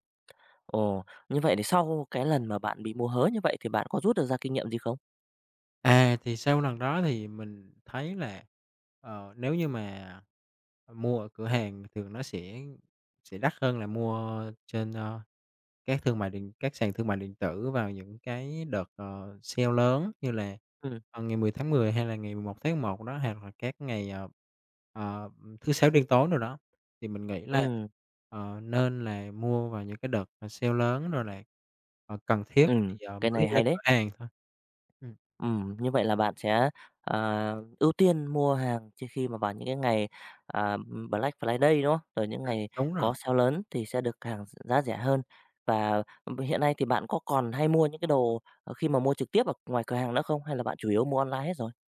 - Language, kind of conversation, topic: Vietnamese, podcast, Bạn có thể chia sẻ một trải nghiệm mua sắm trực tuyến đáng nhớ của mình không?
- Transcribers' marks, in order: tapping; other background noise